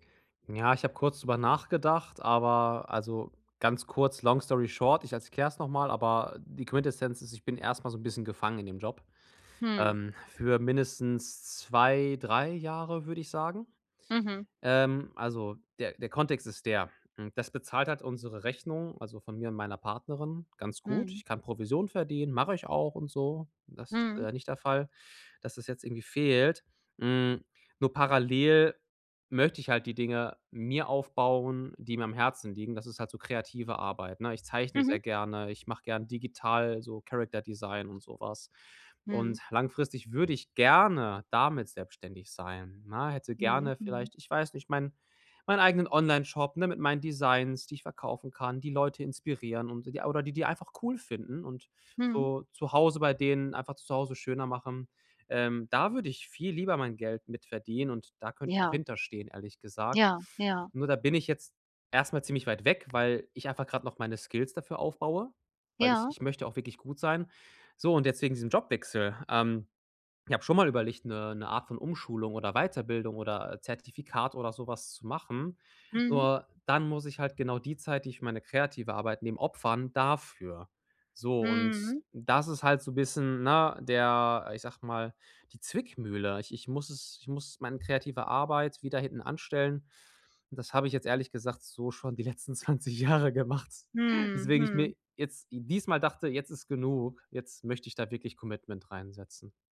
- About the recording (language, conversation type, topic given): German, advice, Wie gehe ich mit Misserfolg um, ohne mich selbst abzuwerten?
- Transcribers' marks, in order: in English: "long Story short"; stressed: "fehlt"; put-on voice: "Character-Design"; stressed: "gerne"; stressed: "dafür"; laughing while speaking: "die letzten zwanzig Jahre gemacht"; in English: "Commitment"